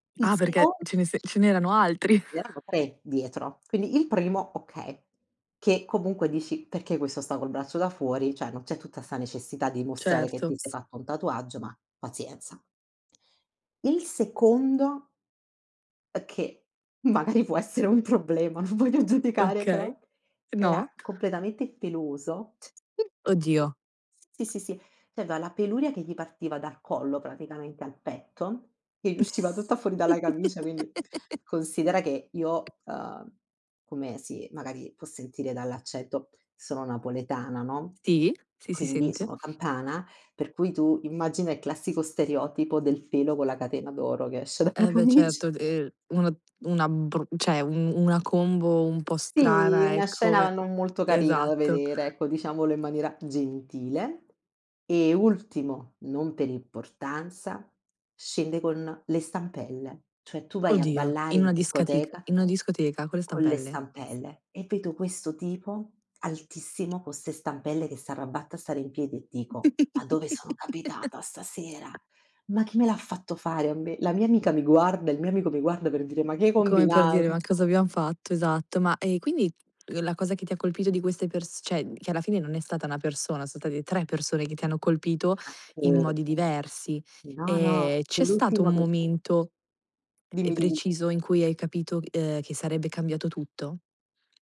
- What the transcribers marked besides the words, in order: other background noise; chuckle; laughing while speaking: "problema, non voglio giudicare però"; tapping; chuckle; "cioè" said as "ceh"; giggle; laughing while speaking: "che esce dalla camic"; "cioè" said as "ceh"; giggle; "una" said as "na"
- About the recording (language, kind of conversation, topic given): Italian, podcast, Mi racconti di un incontro casuale che ha avuto conseguenze sorprendenti?
- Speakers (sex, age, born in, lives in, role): female, 20-24, Italy, Italy, host; female, 30-34, Italy, Italy, guest